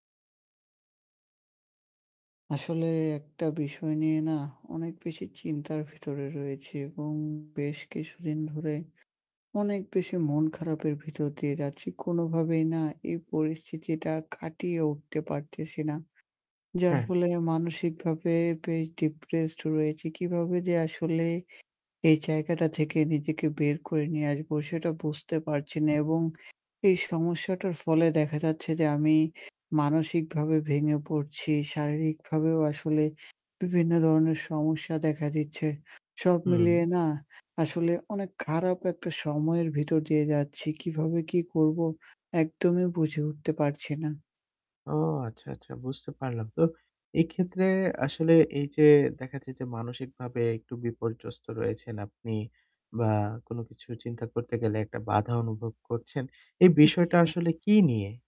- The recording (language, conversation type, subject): Bengali, advice, প্রতিদিন কাজ শেষে আপনি কেন সবসময় শারীরিক ও মানসিক ক্লান্তি অনুভব করেন?
- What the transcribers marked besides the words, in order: in English: "depressed"; tapping